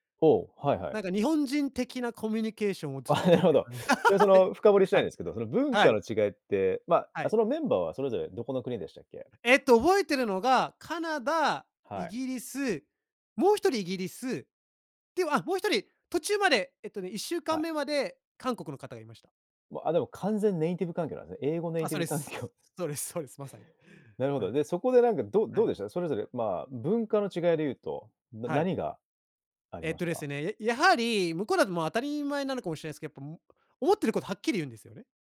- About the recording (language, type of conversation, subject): Japanese, podcast, 好奇心に導かれて訪れた場所について、どんな体験をしましたか？
- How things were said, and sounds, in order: laughing while speaking: "ああ、なるほど"; laugh; laughing while speaking: "はい"; laughing while speaking: "環境"